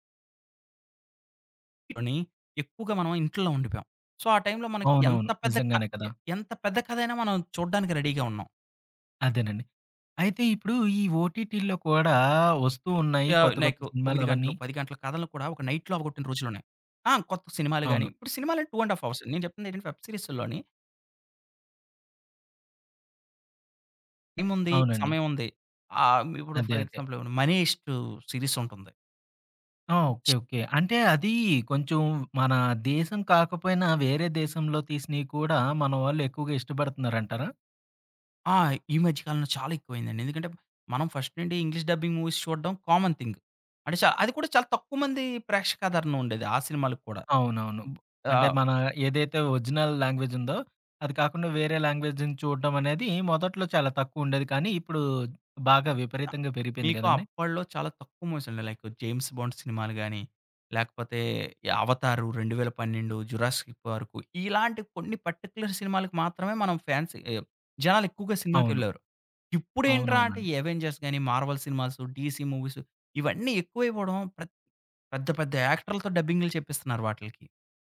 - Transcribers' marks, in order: in English: "సో"; in English: "రెడీగా"; in English: "నైట్‌లో"; in English: "టూ అండ్ హఫ్ అవర్స్"; in English: "వెబ్"; in English: "ఫర్"; other background noise; in English: "ఫస్ట్"; in English: "ఇంగ్లీష్ డబ్బింగ్ మూవీస్"; in English: "కామన్ థింగ్"; in English: "ఒరిజినల్"; in English: "లాంగ్వేజ్‌ని"; in English: "లైక్"; in English: "పర్టిక్యులర్"; in English: "ఫ్యాన్స్"; in English: "సినిమాస్"; in English: "మూవీస్"; in English: "యాక్టర్లతో"
- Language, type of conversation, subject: Telugu, podcast, సిరీస్‌లను వరుసగా ఎక్కువ ఎపిసోడ్‌లు చూడడం వల్ల కథనాలు ఎలా మారుతున్నాయని మీరు భావిస్తున్నారు?